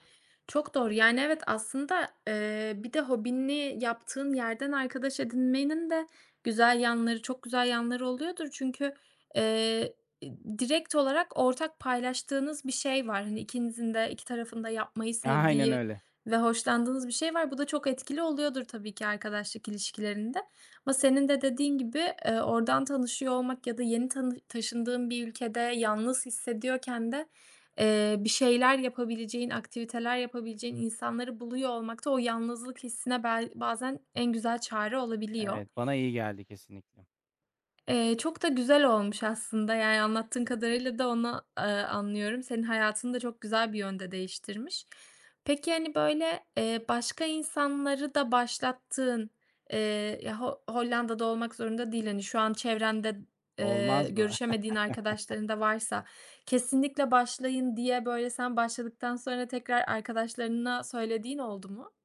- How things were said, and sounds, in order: tapping; other noise; chuckle
- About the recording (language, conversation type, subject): Turkish, podcast, Bir hobiyi yeniden sevmen hayatını nasıl değiştirdi?
- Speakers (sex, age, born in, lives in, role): female, 25-29, Turkey, Italy, host; male, 40-44, Turkey, Netherlands, guest